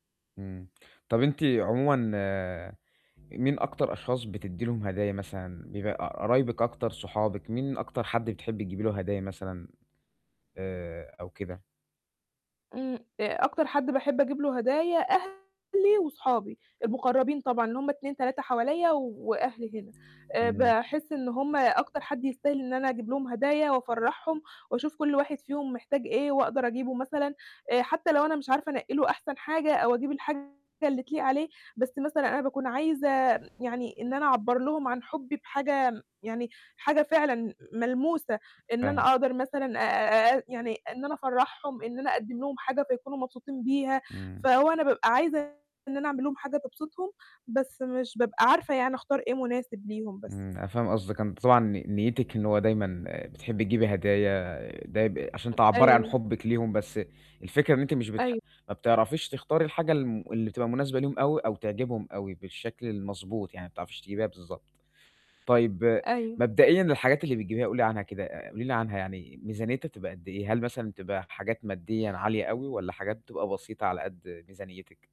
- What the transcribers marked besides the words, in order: distorted speech; tapping; other background noise; other noise
- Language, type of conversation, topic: Arabic, advice, إزاي أقدر أختار هدية مثالية تناسب ذوق واحتياجات حد مهم بالنسبالي؟